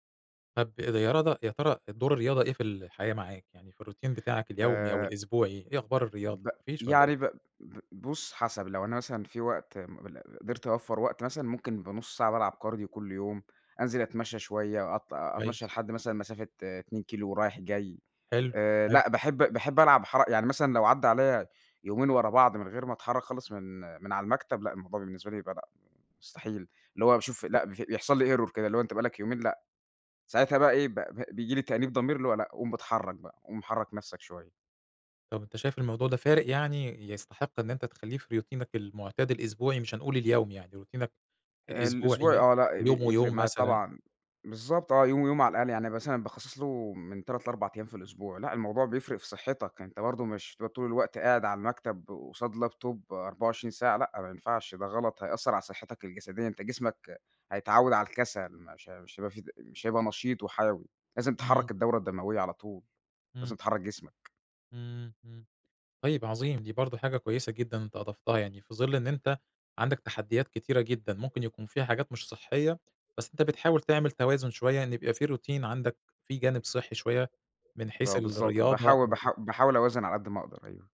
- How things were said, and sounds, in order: in English: "الروتين"; tapping; in English: "كارديو"; in English: "error"; other background noise; in English: "ريوتينك"; "روتينك" said as "ريوتينك"; in English: "روتينك"; in English: "لابتوب"; background speech; in English: "روتين"
- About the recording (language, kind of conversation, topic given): Arabic, podcast, إيه روتينك الصبح عادةً؟